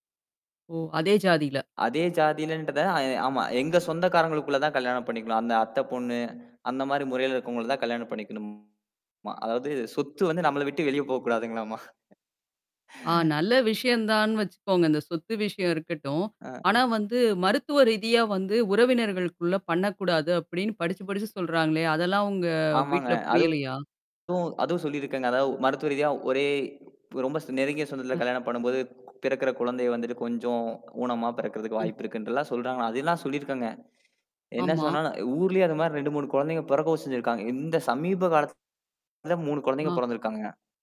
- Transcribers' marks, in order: distorted speech; laughing while speaking: "போக்கூடாதுங்களாமா"; other background noise
- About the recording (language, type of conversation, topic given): Tamil, podcast, குடும்ப எதிர்பார்ப்புகளை மீறுவது எளிதா, சிரமமா, அதை நீங்கள் எப்படி சாதித்தீர்கள்?